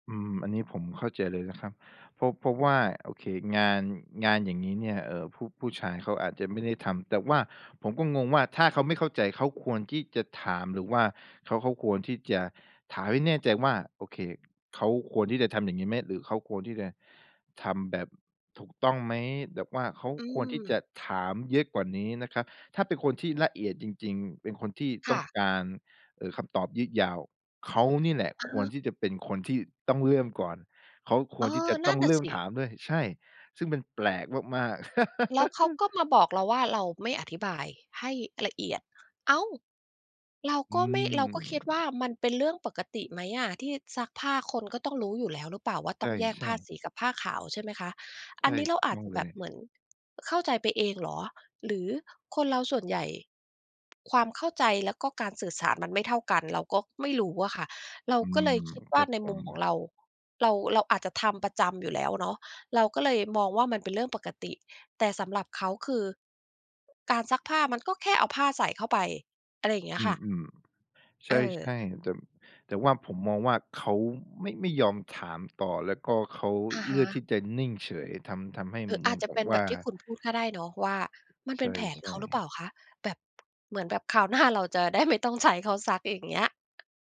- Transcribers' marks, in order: laugh; other background noise; tapping
- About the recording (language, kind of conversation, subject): Thai, advice, คุณกับคนรักทะเลาะกันเพราะสื่อสารกันไม่เข้าใจบ่อยแค่ไหน และเกิดขึ้นในสถานการณ์แบบไหน?